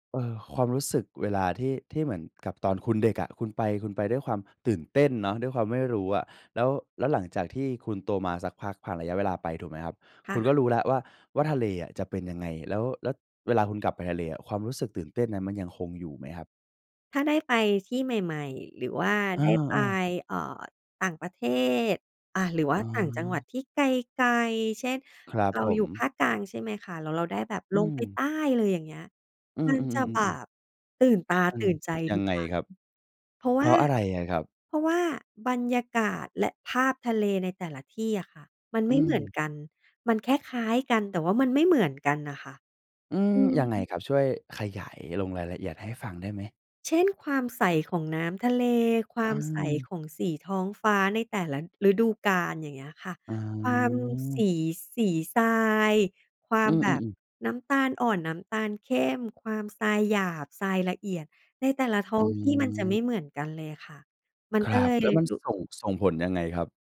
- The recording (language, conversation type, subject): Thai, podcast, ท้องทะเลที่เห็นครั้งแรกส่งผลต่อคุณอย่างไร?
- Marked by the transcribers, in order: other background noise; drawn out: "อ๋อ"